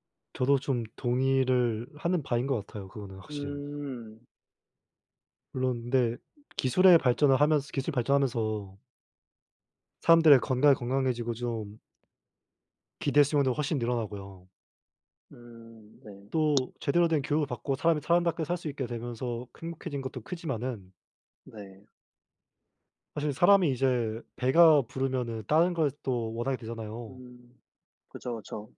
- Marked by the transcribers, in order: lip smack; other background noise
- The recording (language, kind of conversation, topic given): Korean, unstructured, 돈과 행복은 어떤 관계가 있다고 생각하나요?